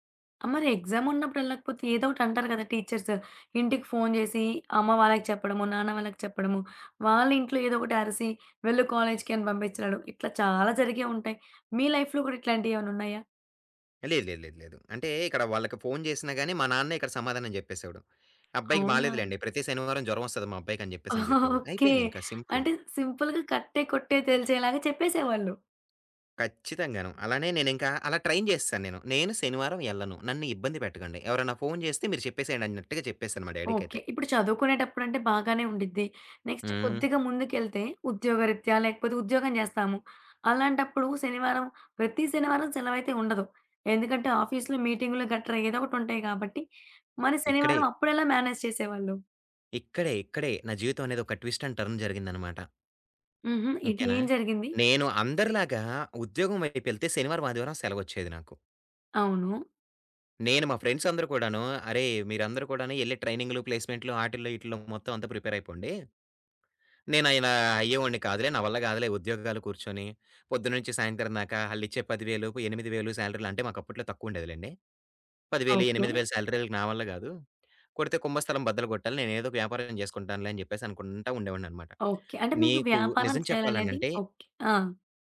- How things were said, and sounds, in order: in English: "లైఫ్‌లో"; tapping; chuckle; in English: "సింపుల్‌గా"; in English: "ట్రైన్"; in English: "నెక్స్ట్"; in English: "ఆఫీస్‌లో"; in English: "మేనేజ్"; in English: "ట్విస్ట్ అండ్ టర్న్"; in English: "ఫ్రెండ్స్"; in English: "ప్రిపేర్"; in English: "శాలరీ"
- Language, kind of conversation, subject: Telugu, podcast, పని-జీవిత సమతుల్యాన్ని మీరు ఎలా నిర్వహిస్తారు?